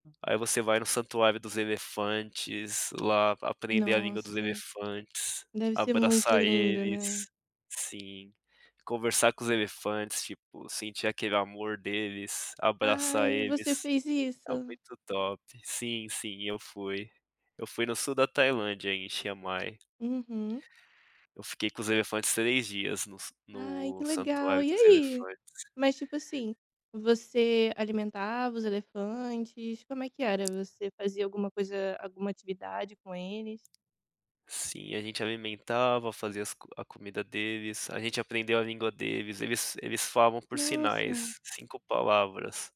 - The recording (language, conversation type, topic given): Portuguese, podcast, Que lugar te rendeu uma história para contar a vida toda?
- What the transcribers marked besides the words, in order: tapping